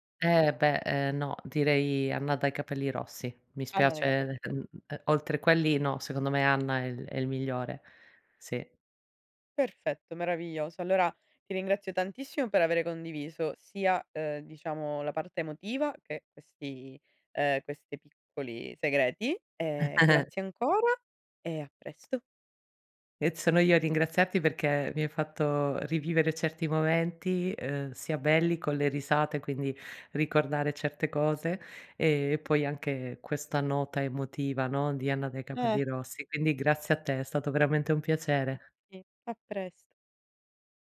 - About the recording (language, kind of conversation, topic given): Italian, podcast, Hai una canzone che ti riporta subito all'infanzia?
- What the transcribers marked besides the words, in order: tapping; chuckle; other background noise